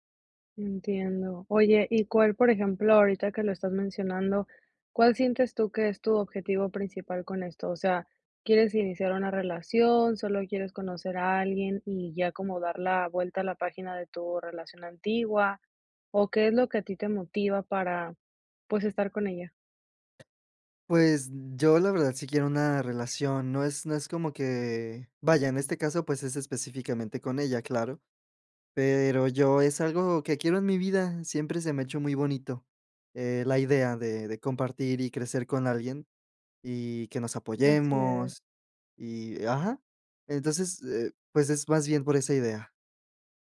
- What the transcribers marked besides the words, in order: tapping; other background noise
- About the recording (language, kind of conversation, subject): Spanish, advice, ¿Cómo puedo ajustar mis expectativas y establecer plazos realistas?